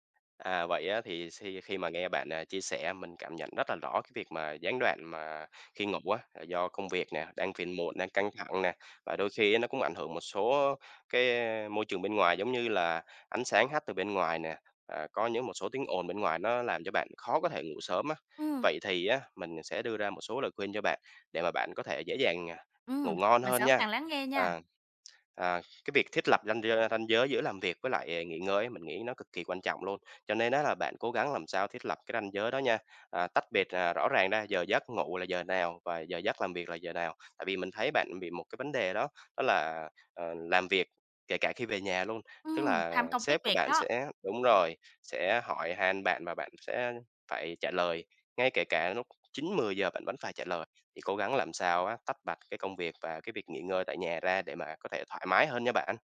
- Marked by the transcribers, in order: tapping
- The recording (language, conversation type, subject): Vietnamese, advice, Làm việc muộn khiến giấc ngủ của bạn bị gián đoạn như thế nào?